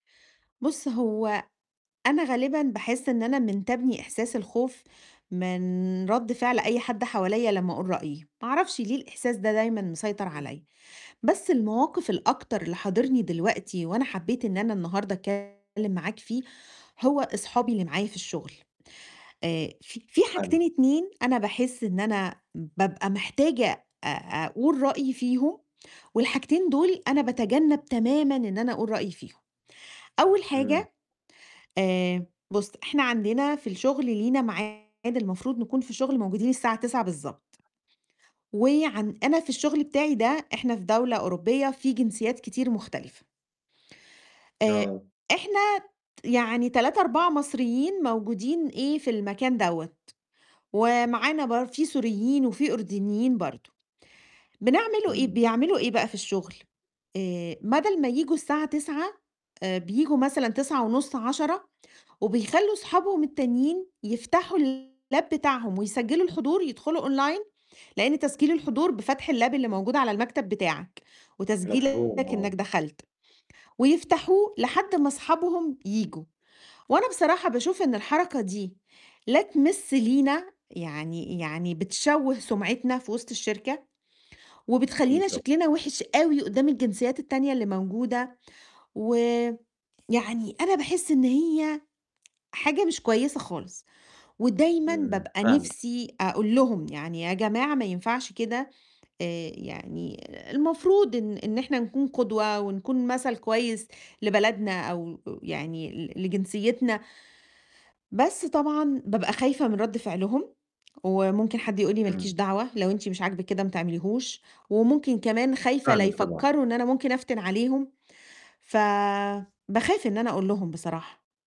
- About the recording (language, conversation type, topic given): Arabic, advice, إزاي أبدأ أدي ملاحظات بنّاءة لزمايلي من غير ما أخاف من رد فعلهم؟
- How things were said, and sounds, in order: distorted speech; tapping; in English: "الLab"; in English: "Online"; in English: "الLab"